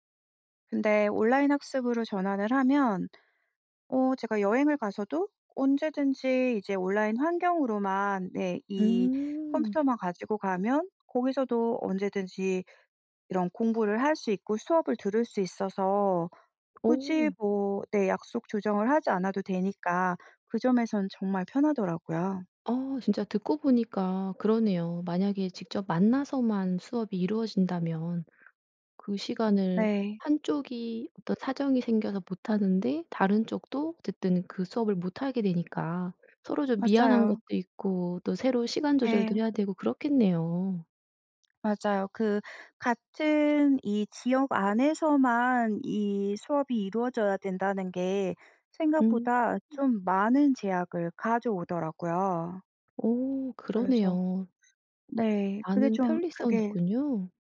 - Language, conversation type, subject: Korean, podcast, 온라인 학습은 학교 수업과 어떤 점에서 가장 다르나요?
- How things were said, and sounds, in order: other background noise